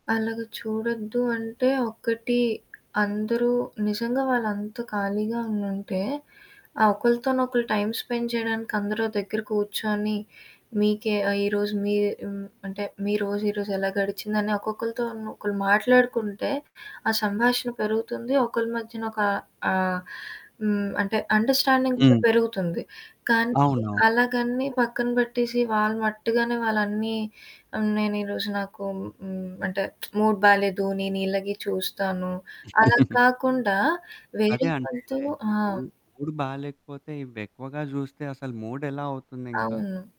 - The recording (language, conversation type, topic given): Telugu, podcast, మీ ఇంట్లో సాంకేతిక పరికరాలు వాడని ప్రాంతాన్ని ఏర్పాటు చేస్తే కుటుంబ సభ్యుల మధ్య దూరం ఎలా మారుతుంది?
- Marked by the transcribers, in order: static; tapping; in English: "టైమ్ స్పెండ్"; in English: "అండర్స్టాండింగ్"; distorted speech; lip smack; in English: "మూడ్"; chuckle; in English: "మూడ్"; in English: "మూడ్"